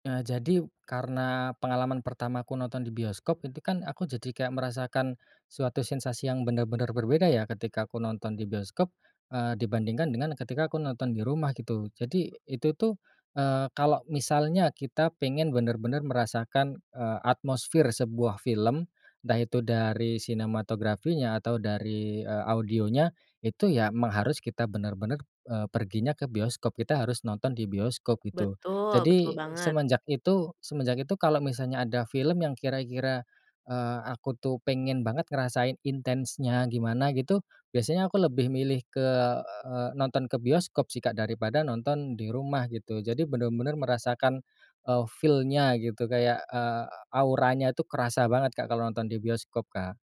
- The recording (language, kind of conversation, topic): Indonesian, podcast, Ceritakan pengalaman pertama kamu pergi ke bioskop dan seperti apa suasananya?
- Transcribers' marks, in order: tapping; in English: "feel-nya"